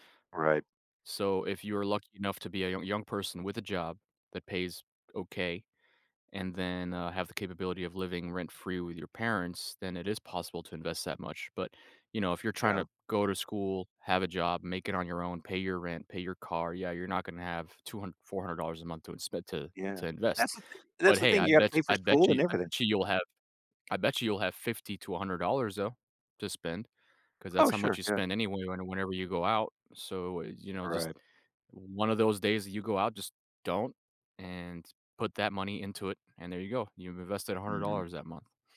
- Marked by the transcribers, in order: none
- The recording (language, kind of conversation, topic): English, unstructured, How can someone start investing with little money?